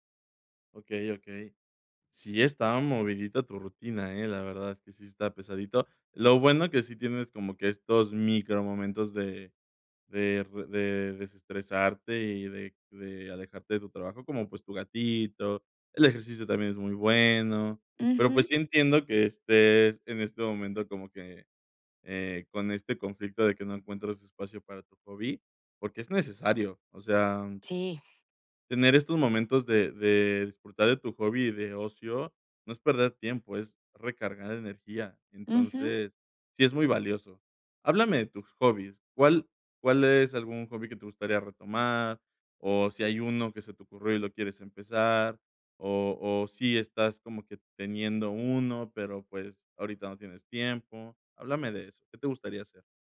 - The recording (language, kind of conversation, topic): Spanish, advice, ¿Cómo puedo encontrar tiempo para mis hobbies y para el ocio?
- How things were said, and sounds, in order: none